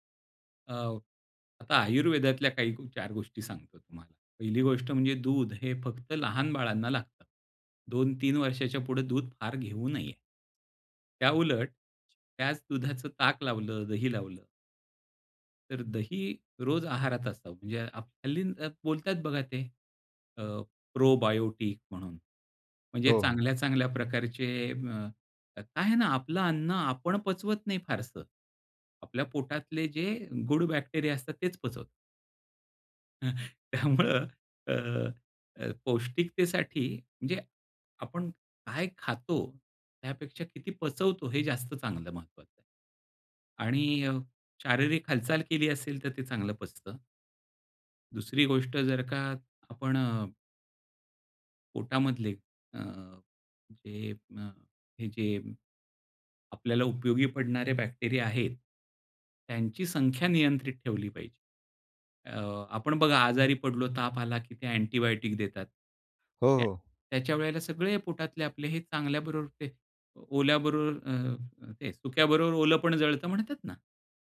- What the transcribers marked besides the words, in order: in English: "बॅक्टेरिया"; laughing while speaking: "त्यामुळं अ"; in English: "बॅक्टेरिया"
- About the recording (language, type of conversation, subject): Marathi, podcast, घरच्या जेवणात पौष्टिकता वाढवण्यासाठी तुम्ही कोणते सोपे बदल कराल?